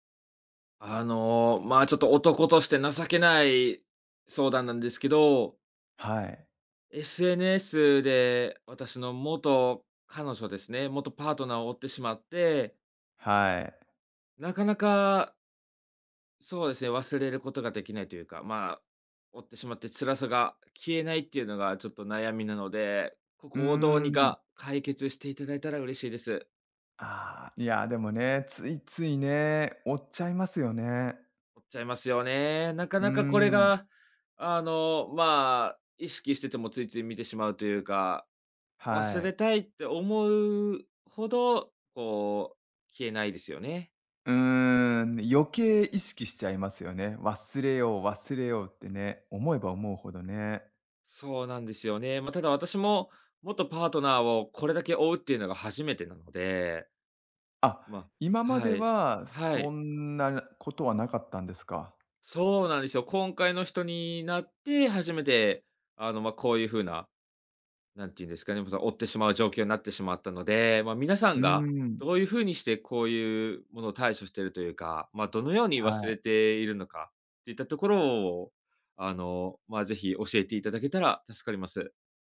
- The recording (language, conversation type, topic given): Japanese, advice, SNSで元パートナーの投稿を見てしまい、つらさが消えないのはなぜですか？
- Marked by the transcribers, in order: none